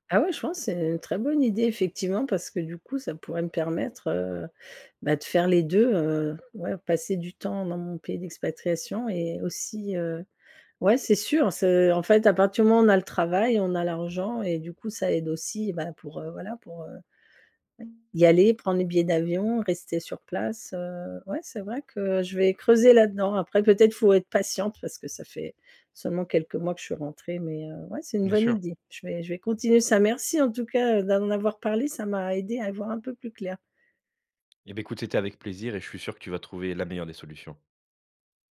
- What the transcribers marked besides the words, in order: other background noise; tapping
- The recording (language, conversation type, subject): French, advice, Faut-il changer de pays pour une vie meilleure ou rester pour préserver ses liens personnels ?